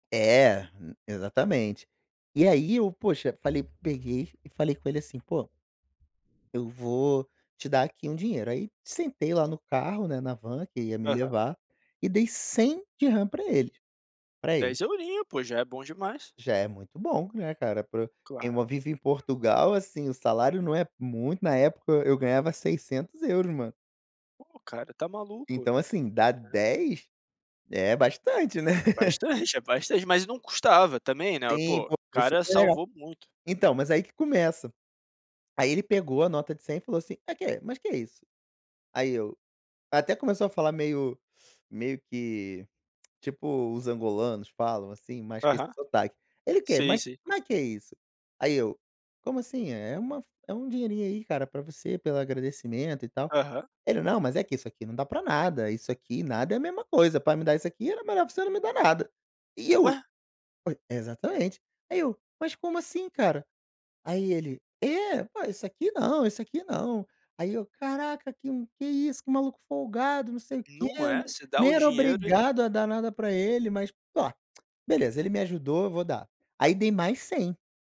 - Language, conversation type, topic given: Portuguese, podcast, Você já caiu em algum golpe durante uma viagem? Como aconteceu?
- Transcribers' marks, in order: laugh; other background noise; tongue click; tapping; tongue click